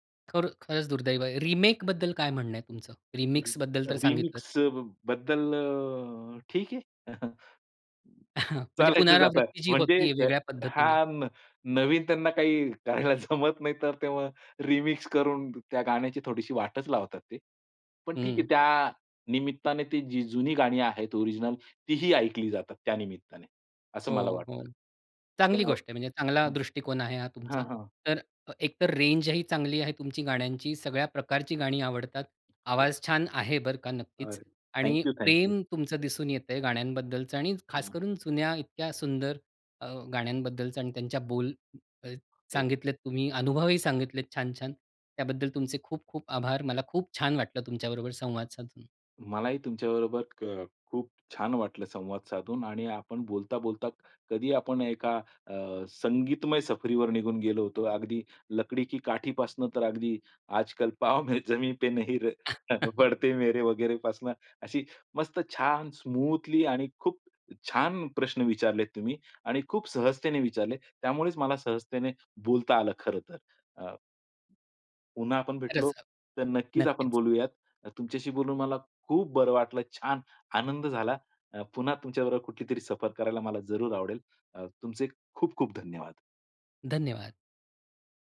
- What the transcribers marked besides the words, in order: in English: "रिमेकबद्दल"; in English: "रिमिक्सबद्दल"; unintelligible speech; chuckle; laughing while speaking: "चालायचंच आता"; chuckle; laughing while speaking: "करायला जमत नाहीतर"; unintelligible speech; in English: "रेंजही"; other background noise; unintelligible speech; in Hindi: "लकडी की काठी"; in Hindi: "आजकाल पाव में जमी पे नही र बढते मेरे"; laughing while speaking: "पाव में जमी पे नही र बढते मेरे वगैरे"; chuckle; in English: "स्मूथली"
- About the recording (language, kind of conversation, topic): Marathi, podcast, कोणत्या कलाकाराचं संगीत तुला विशेष भावतं आणि का?